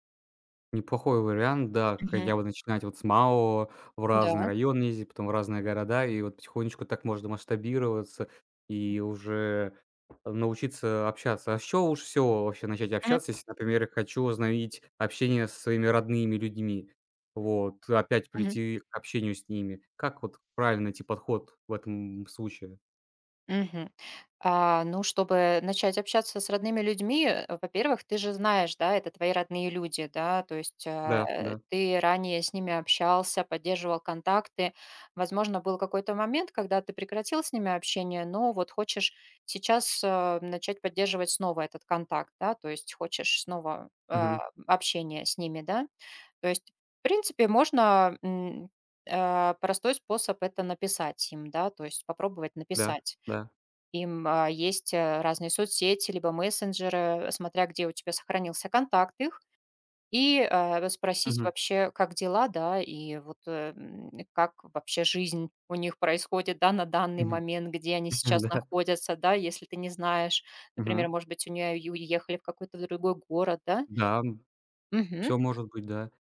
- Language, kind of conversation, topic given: Russian, advice, Почему из‑за выгорания я изолируюсь и избегаю социальных контактов?
- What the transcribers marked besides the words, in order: tapping; grunt; laughing while speaking: "Да"